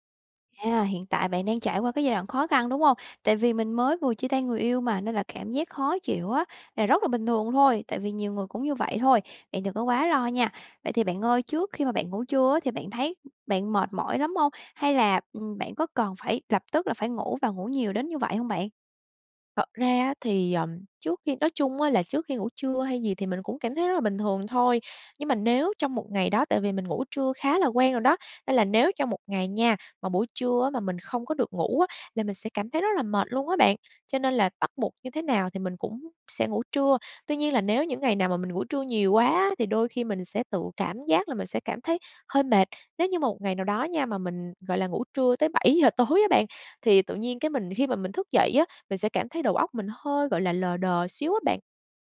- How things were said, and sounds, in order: laughing while speaking: "bảy giờ tối"
- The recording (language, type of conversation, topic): Vietnamese, advice, Ngủ trưa quá lâu có khiến bạn khó ngủ vào ban đêm không?